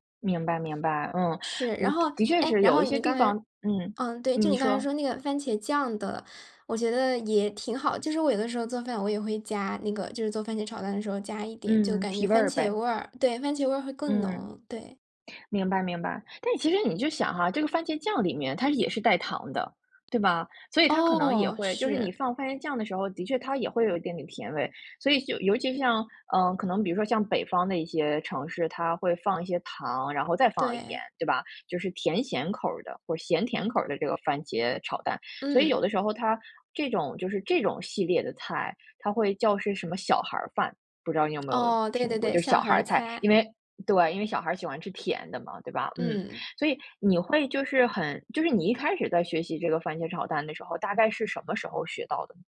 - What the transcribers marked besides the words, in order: other background noise
- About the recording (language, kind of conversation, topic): Chinese, podcast, 你有没有一道怎么做都不会失败的快手暖心家常菜谱，可以分享一下吗？